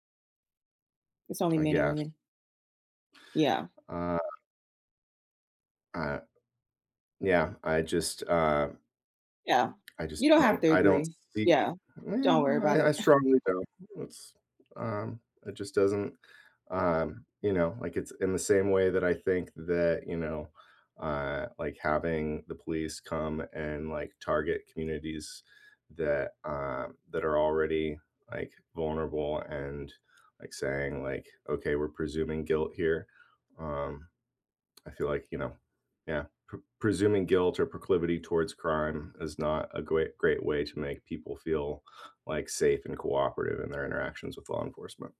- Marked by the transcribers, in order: scoff; "great-" said as "gweat"
- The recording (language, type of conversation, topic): English, unstructured, What happens when people don’t feel safe in their communities?
- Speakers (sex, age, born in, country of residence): female, 40-44, United States, United States; male, 40-44, United States, United States